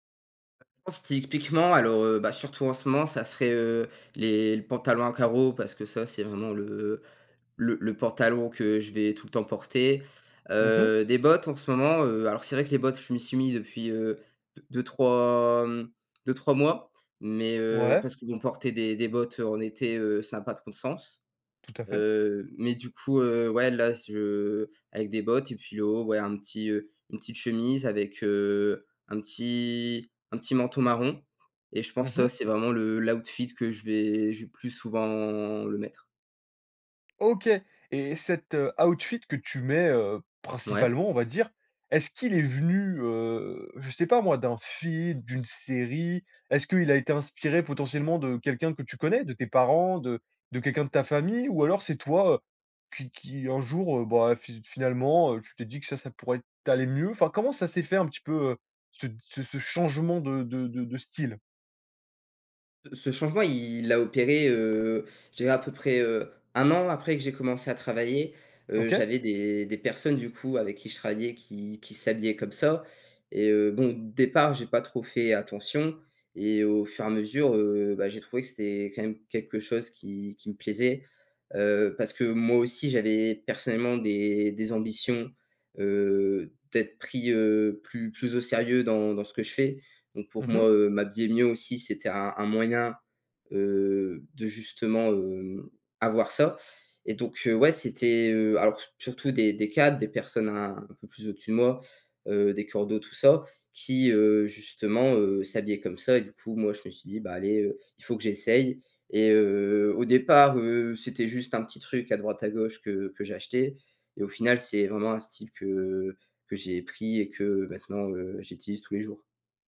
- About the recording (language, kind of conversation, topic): French, podcast, Comment ton style vestimentaire a-t-il évolué au fil des années ?
- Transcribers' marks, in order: "typiquement" said as "tycpiquement"; in English: "outfit"; tapping; in English: "outfit"; "coordinateurs" said as "coordos"